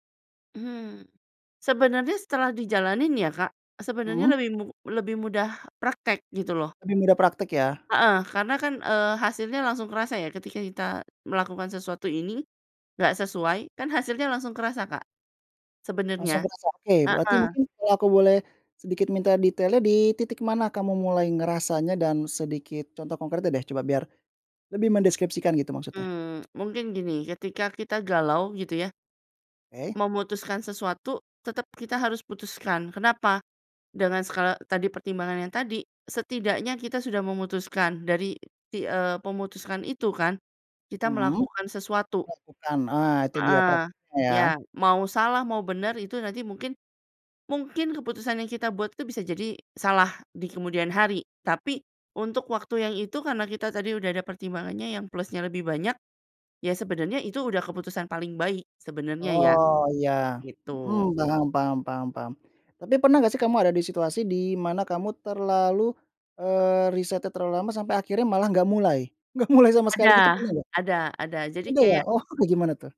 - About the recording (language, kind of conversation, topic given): Indonesian, podcast, Kapan kamu memutuskan untuk berhenti mencari informasi dan mulai praktik?
- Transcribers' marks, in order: "memutuskan" said as "pemutuskan"; laughing while speaking: "Nggak mulai"